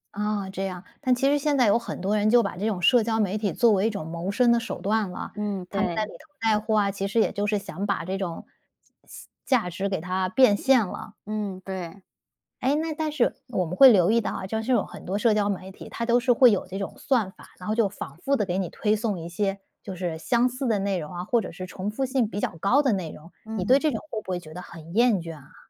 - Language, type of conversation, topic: Chinese, podcast, 社交媒体会让你更孤单，还是让你与他人更亲近？
- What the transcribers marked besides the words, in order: tapping; other background noise; "反" said as "仿"